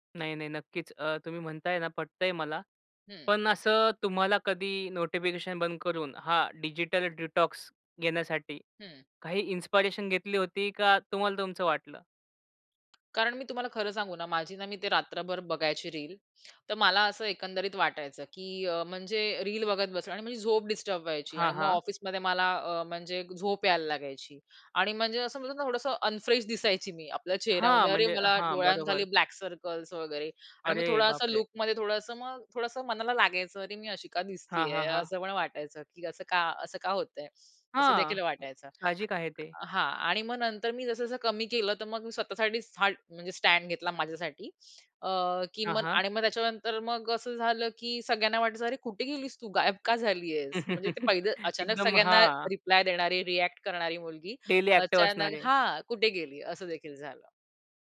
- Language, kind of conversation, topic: Marathi, podcast, तुम्ही सूचना बंद केल्यावर तुम्हाला कोणते बदल जाणवले?
- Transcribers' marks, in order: in English: "डिटॉक्स"; tapping; in English: "अनफ्रेश"; in English: "ब्लॅक सर्कल्स"; other background noise; laugh; in English: "डेली ॲक्टिव्ह"